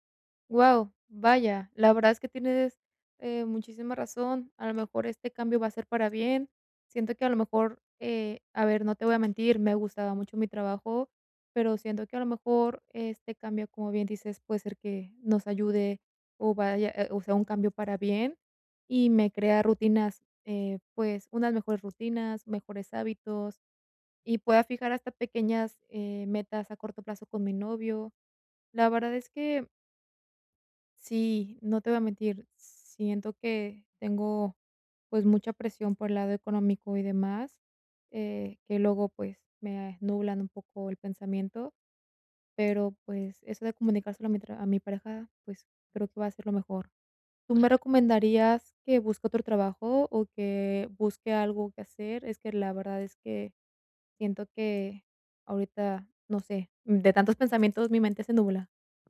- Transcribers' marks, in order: tapping; other background noise
- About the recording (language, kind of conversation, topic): Spanish, advice, ¿Cómo puedo mantener mi motivación durante un proceso de cambio?